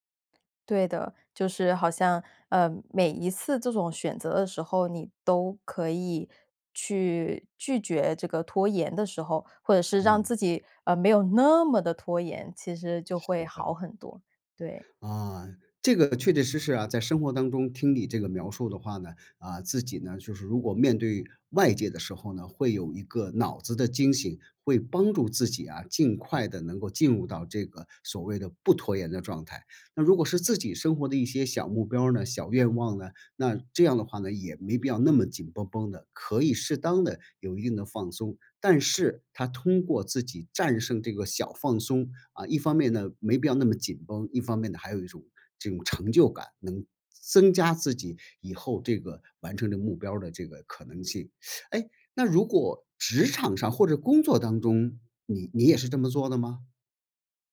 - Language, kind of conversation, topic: Chinese, podcast, 你在拖延时通常会怎么处理？
- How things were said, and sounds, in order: stressed: "那么地"; teeth sucking